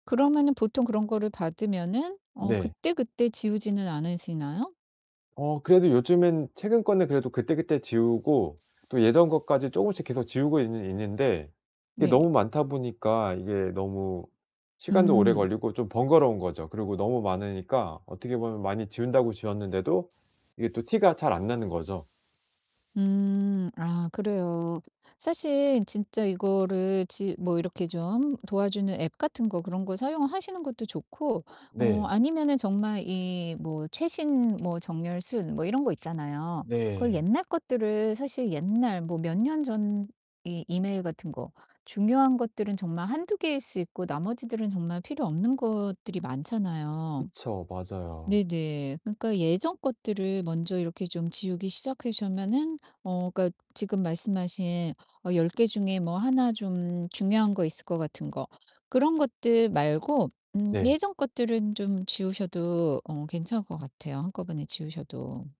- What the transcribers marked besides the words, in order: static; other background noise
- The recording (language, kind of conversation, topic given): Korean, advice, 이메일과 알림을 효과적으로 정리하려면 무엇부터 시작하면 좋을까요?